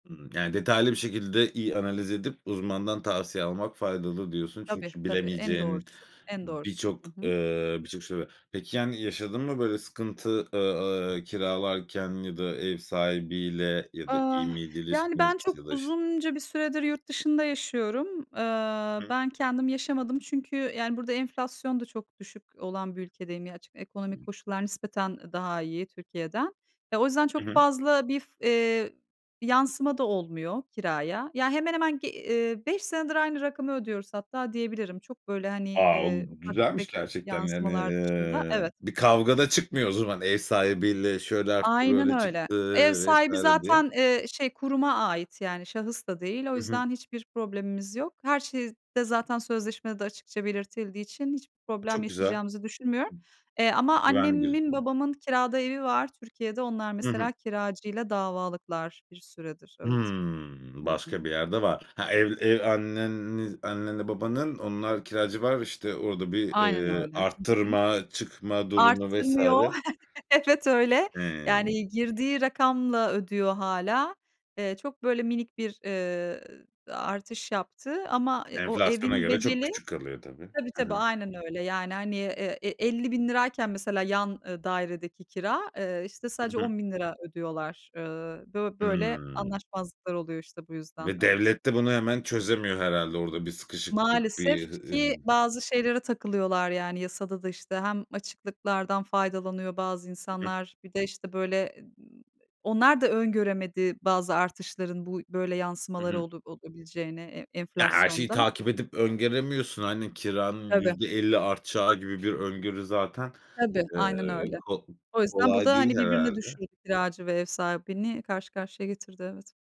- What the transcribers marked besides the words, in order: other background noise; exhale; tapping; chuckle
- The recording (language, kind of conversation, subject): Turkish, podcast, Ev almak mı yoksa kiralamak mı daha mantıklı diye düşünürken nelere dikkat edersin?